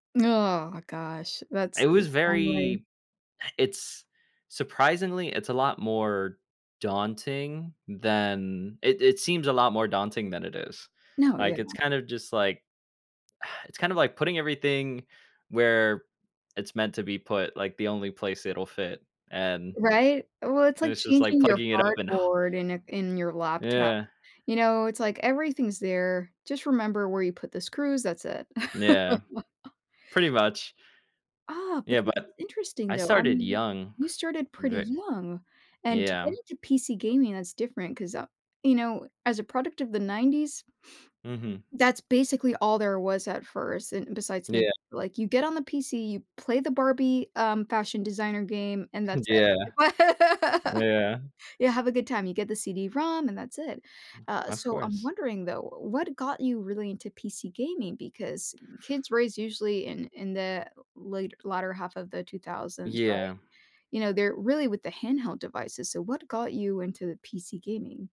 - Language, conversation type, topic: English, unstructured, Which hobby should I try to help me relax?
- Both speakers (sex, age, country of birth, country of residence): female, 30-34, United States, United States; male, 20-24, United States, United States
- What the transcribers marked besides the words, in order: groan; tapping; exhale; chuckle; chuckle; laugh; other background noise; other noise